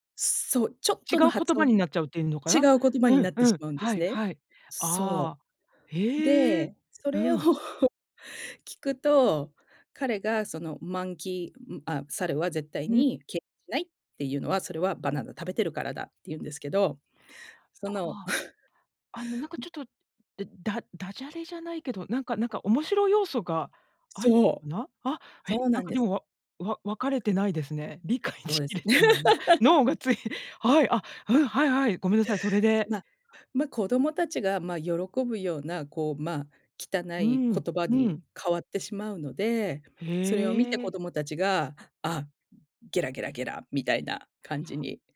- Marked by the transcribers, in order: laughing while speaking: "それを"; put-on voice: "monkey"; in English: "monkey"; laugh; other noise; laugh
- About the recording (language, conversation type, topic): Japanese, podcast, バズった動画の中で、特に印象に残っているものは何ですか？
- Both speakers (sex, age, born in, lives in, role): female, 50-54, Japan, United States, guest; female, 50-54, Japan, United States, host